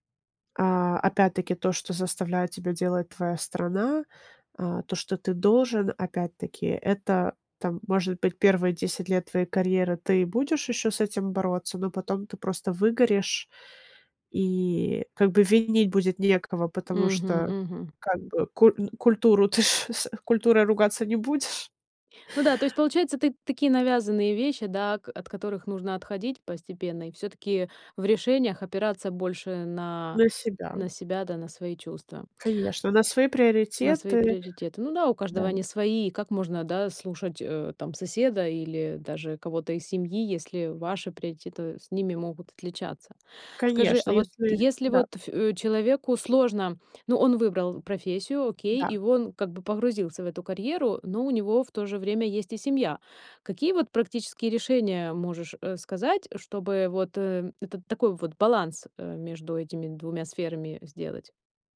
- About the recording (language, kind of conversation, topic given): Russian, podcast, Как вы выбираете между семьёй и карьерой?
- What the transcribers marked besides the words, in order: laughing while speaking: "ты ж, с культурой ты ругаться не будешь"; tapping